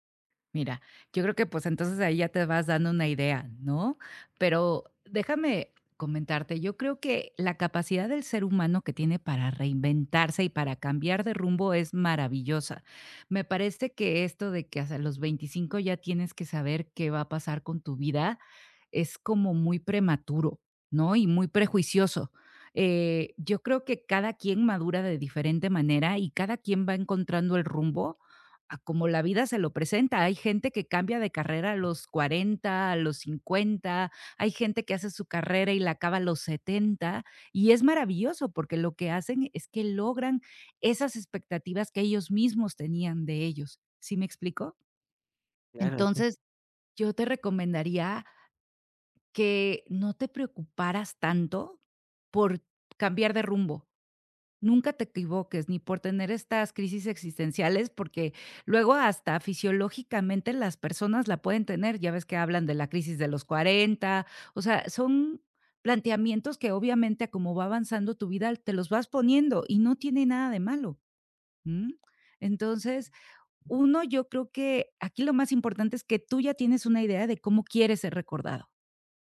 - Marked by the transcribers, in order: none
- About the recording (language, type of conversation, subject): Spanish, advice, ¿Cómo puedo saber si mi vida tiene un propósito significativo?